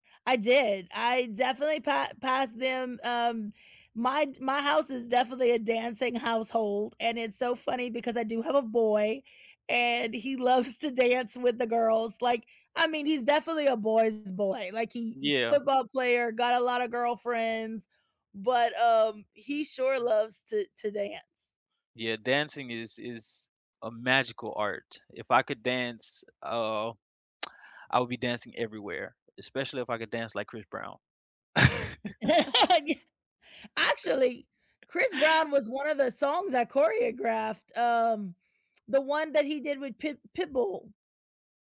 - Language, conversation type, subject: English, unstructured, How does music shape your daily routines, moods, and connections with others?
- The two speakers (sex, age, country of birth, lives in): female, 40-44, United States, United States; male, 30-34, United States, United States
- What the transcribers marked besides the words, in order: laughing while speaking: "loves"; tsk; laugh; chuckle; lip smack